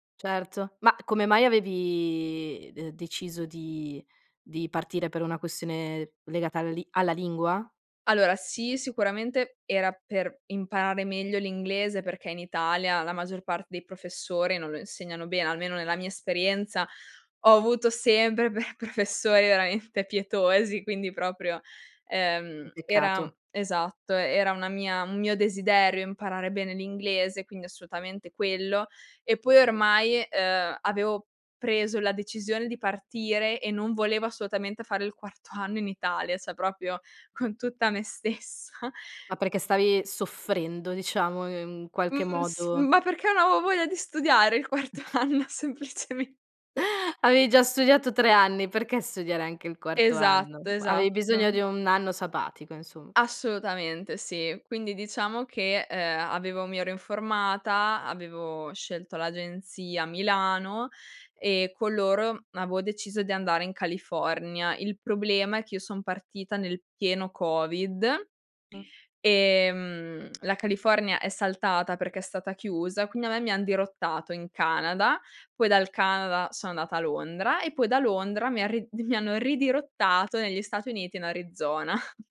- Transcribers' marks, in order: laughing while speaking: "per professori veramente pietosi"; "assolutamente" said as "assutamente"; laughing while speaking: "quarto anno"; "Cioè" said as "ceh"; laughing while speaking: "tutta me stessa"; chuckle; laughing while speaking: "quarto anno semplicemente"; chuckle; "Avevi" said as "avei"; "Avevi" said as "avei"; "avevo" said as "avoo"; chuckle
- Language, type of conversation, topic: Italian, podcast, Qual è stato il tuo primo periodo lontano da casa?
- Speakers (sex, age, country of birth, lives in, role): female, 20-24, Italy, Italy, guest; female, 30-34, Italy, Italy, host